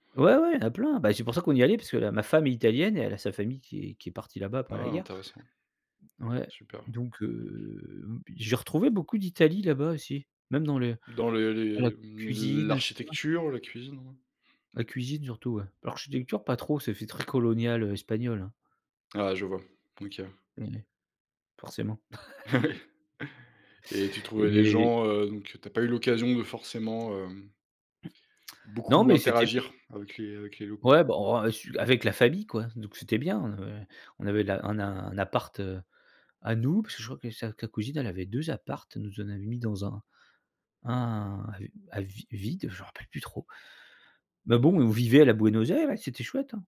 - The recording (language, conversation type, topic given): French, podcast, Comment profiter d’un lieu comme un habitant plutôt que comme un touriste ?
- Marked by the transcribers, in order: laughing while speaking: "Ah oui"; laugh; tapping; other background noise; put-on voice: "Buenos Aires"